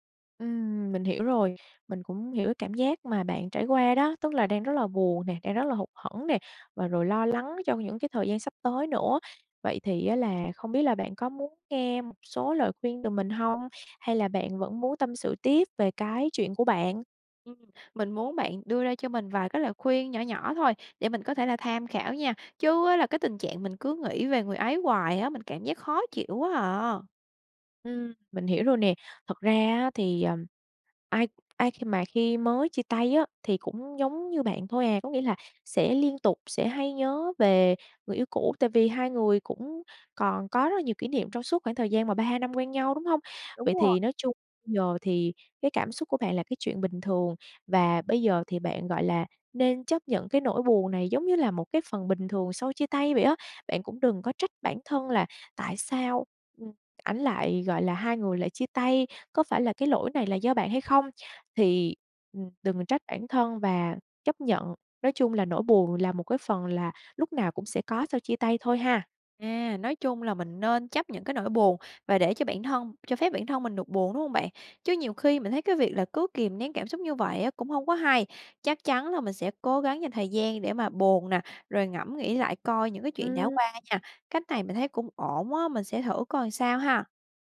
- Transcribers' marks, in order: tapping; other background noise
- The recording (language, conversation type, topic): Vietnamese, advice, Làm sao để ngừng nghĩ về người cũ sau khi vừa chia tay?